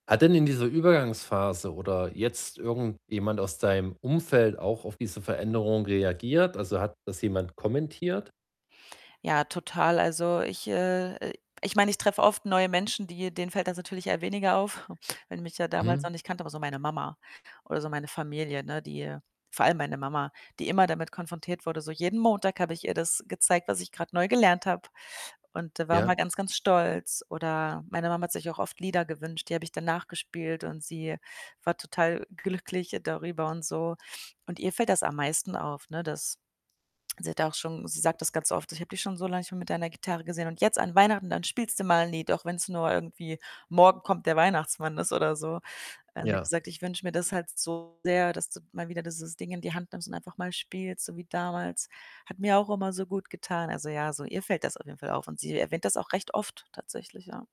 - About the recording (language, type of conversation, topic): German, advice, Wie kann ich meine Leidenschaft und Motivation wiederentdecken und wieder Freude an meinen Hobbys finden?
- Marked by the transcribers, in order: chuckle; distorted speech